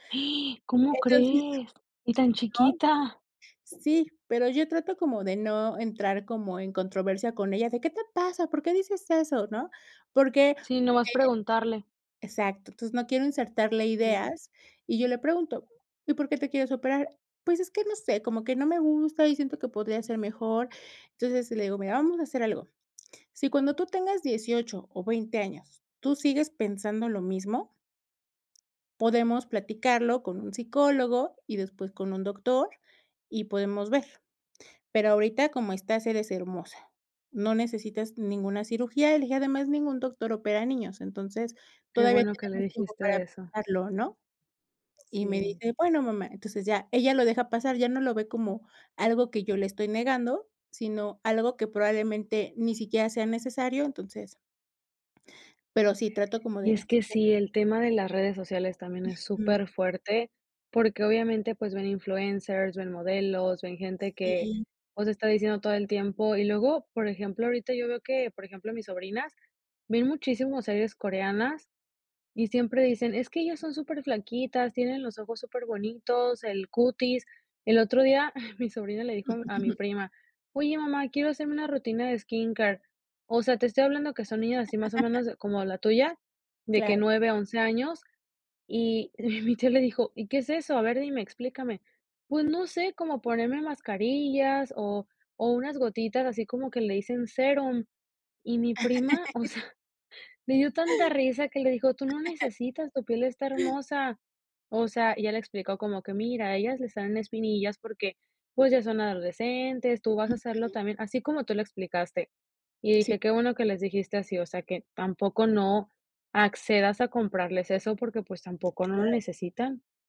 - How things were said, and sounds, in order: gasp; other background noise; chuckle; chuckle; laughing while speaking: "y mi tío le dijo"; chuckle; laughing while speaking: "o sea"; chuckle
- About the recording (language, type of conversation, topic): Spanish, podcast, ¿Qué pequeños cambios recomiendas para empezar a aceptarte hoy?